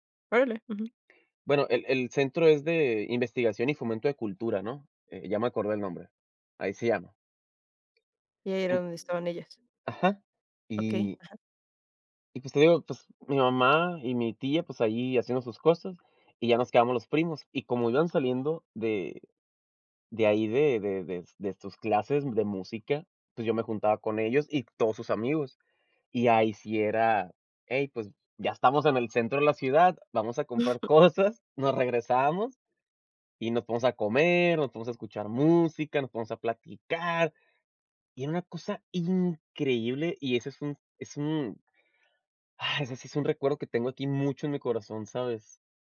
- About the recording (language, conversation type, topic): Spanish, podcast, ¿Qué canción te devuelve a una época concreta de tu vida?
- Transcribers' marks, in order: chuckle